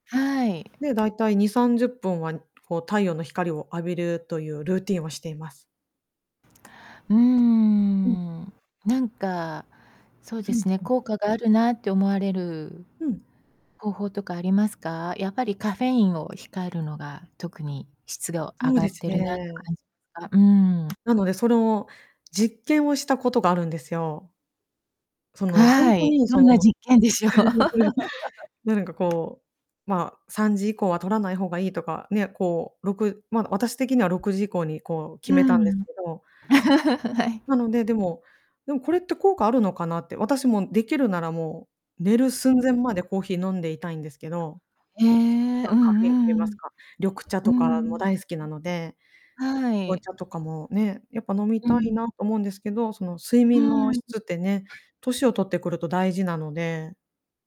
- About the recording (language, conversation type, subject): Japanese, podcast, 睡眠の質を上げるために普段どんなことをしていますか？
- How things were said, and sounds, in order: static; tapping; drawn out: "うーん"; distorted speech; other background noise; giggle; laugh; laugh